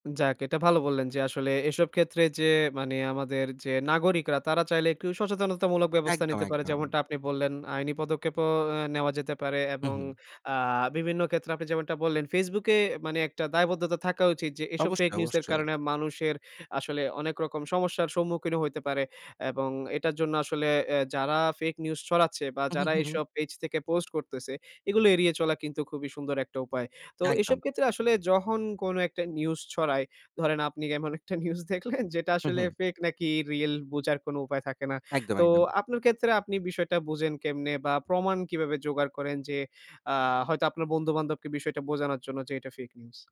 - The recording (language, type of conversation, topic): Bengali, podcast, ভুয়া খবর মোকাবিলায় সাংবাদিকতা কতটা জবাবদিহি করছে?
- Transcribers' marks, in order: other background noise; "পদক্ষেপ" said as "পদকেপো"; "বিভিন্ন" said as "বিবিন্ন"; "ক্ষেত্রে" said as "কেত্র"; "ক্ষেত্রে" said as "কেত্রে"; "যখন" said as "যহন"; laughing while speaking: "গেমন একটা নিউজ দেখলেন"; "এমন" said as "গেমন"; "বোঝার" said as "বোজার"; "ক্ষেত্রে" said as "কেত্রে"; "বুঝেন" said as "বুজেন"; "কিভাবে" said as "কিবাবে"; "বোঝানোর" said as "বোজানোর"